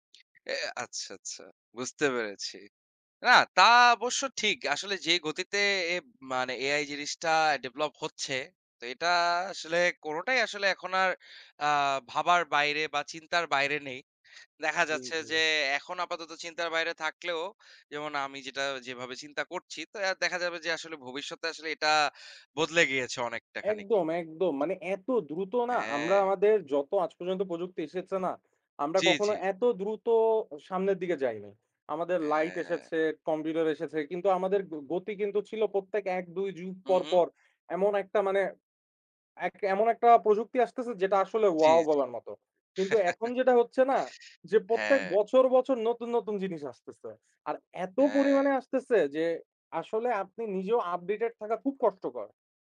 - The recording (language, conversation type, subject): Bengali, unstructured, কৃত্রিম বুদ্ধিমত্তা কীভাবে আমাদের ভবিষ্যৎ গঠন করবে?
- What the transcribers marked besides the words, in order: lip smack; chuckle